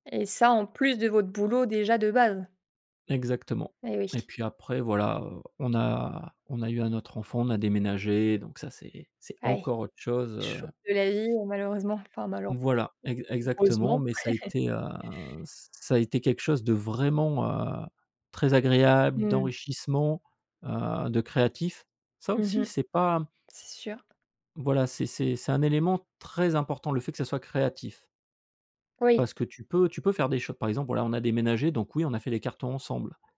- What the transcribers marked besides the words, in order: chuckle
- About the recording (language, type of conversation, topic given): French, podcast, Peux-tu nous raconter une collaboration créative mémorable ?